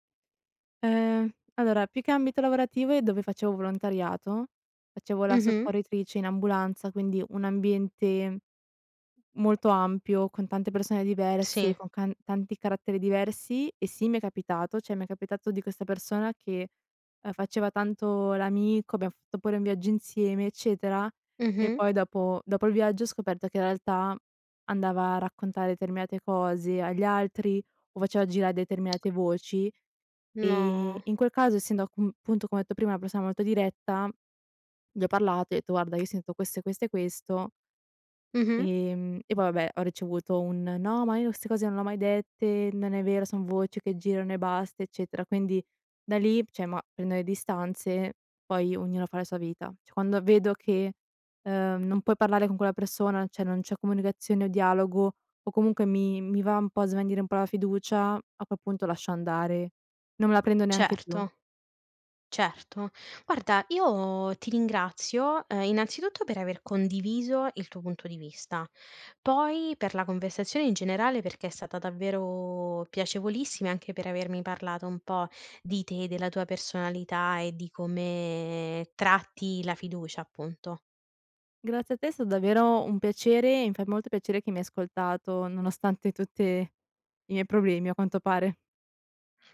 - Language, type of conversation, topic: Italian, podcast, Come si costruisce la fiducia necessaria per parlare apertamente?
- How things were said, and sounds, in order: other background noise; tapping; "Cioè" said as "ceh"; "fatto" said as "ftto"; tsk; drawn out: "No"; "cioè" said as "ceh"; "Cioè" said as "ceh"; "cioè" said as "ceh"